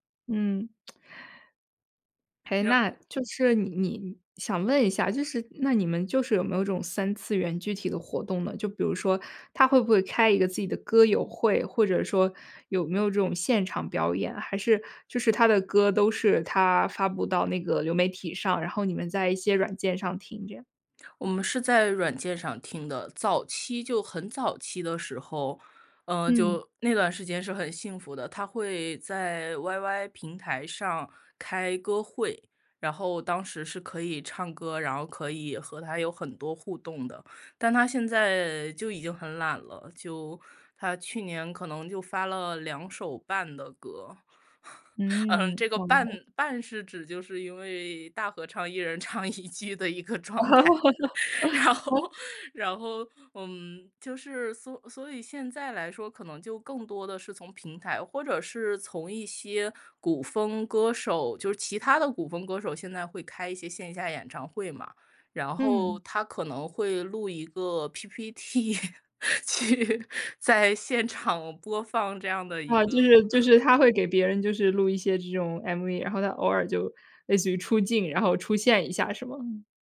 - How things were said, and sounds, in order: lip smack; chuckle; laughing while speaking: "一人唱一句的一个状态。 然后 然后"; laugh; laughing while speaking: "T，去在现场播放"; laugh
- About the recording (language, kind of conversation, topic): Chinese, podcast, 你能和我们分享一下你的追星经历吗？